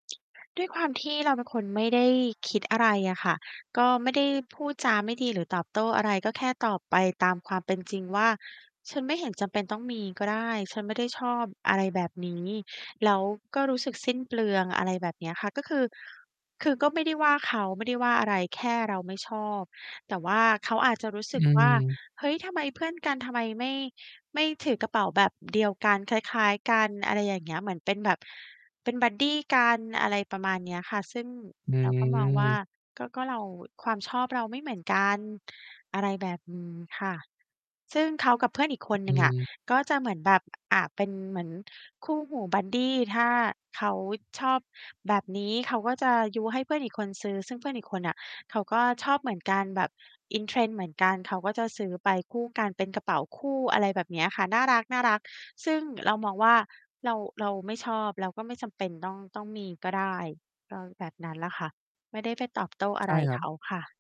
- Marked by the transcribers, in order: other background noise; static
- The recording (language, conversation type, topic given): Thai, advice, คุณเคยถูกเพื่อนตัดสินอย่างไรบ้างเมื่อคุณไม่ทำตามกระแสสังคม?